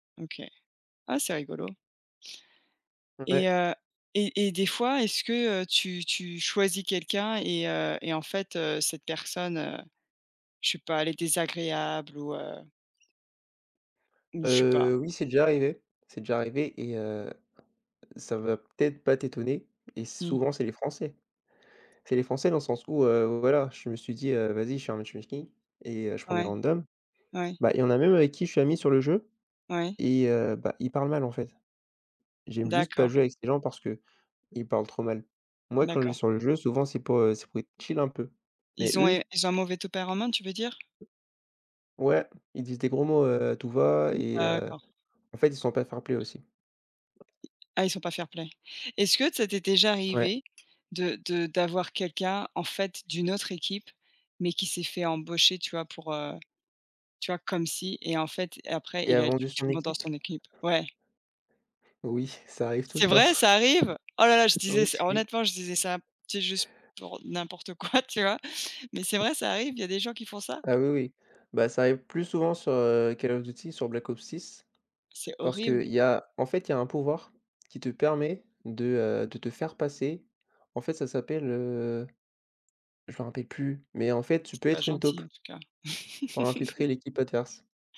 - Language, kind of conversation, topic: French, unstructured, Comment les jeux vidéo peuvent-ils favoriser la coopération plutôt que la compétition ?
- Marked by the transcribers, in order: tapping; unintelligible speech; in English: "randoms"; "tempérament" said as "topérament"; unintelligible speech; surprised: "C'est vrai, ça arrive ?"; laughing while speaking: "temps"; "oui" said as "swi"; chuckle; laughing while speaking: "quoi"; chuckle